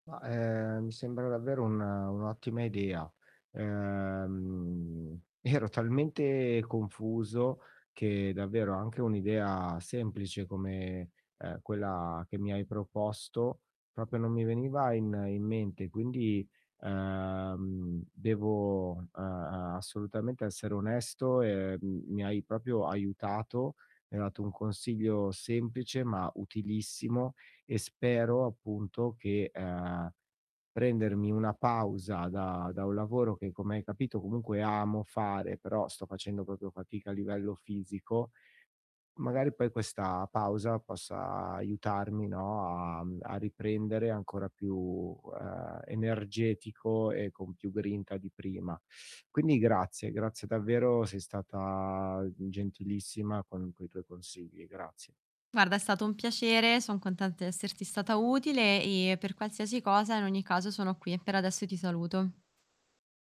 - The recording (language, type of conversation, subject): Italian, advice, Come hai vissuto il rifiuto del tuo lavoro creativo o artistico?
- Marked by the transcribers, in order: static; distorted speech; laughing while speaking: "ero"